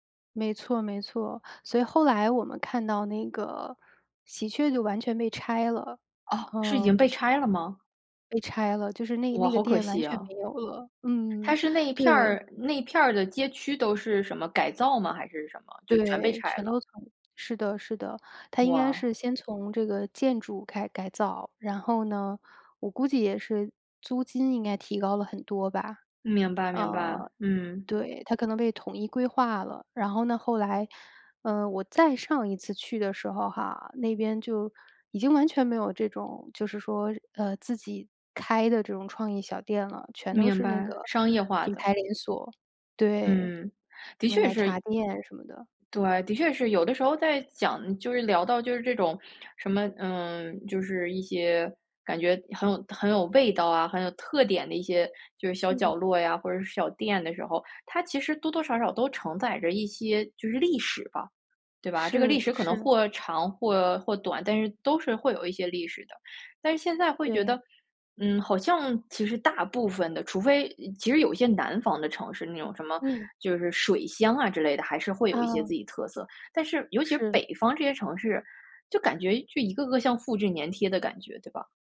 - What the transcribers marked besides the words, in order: other background noise; anticipating: "的确是"; fan
- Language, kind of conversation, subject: Chinese, podcast, 说说一次你意外发现美好角落的经历？